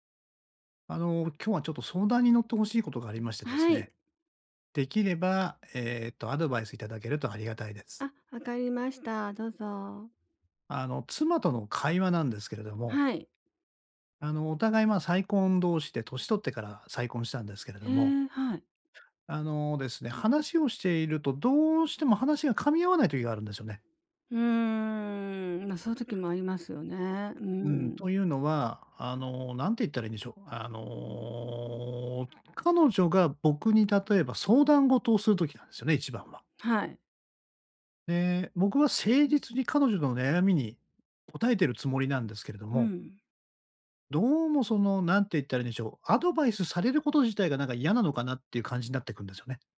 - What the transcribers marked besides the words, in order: none
- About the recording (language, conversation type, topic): Japanese, advice, パートナーとの会話で不安をどう伝えればよいですか？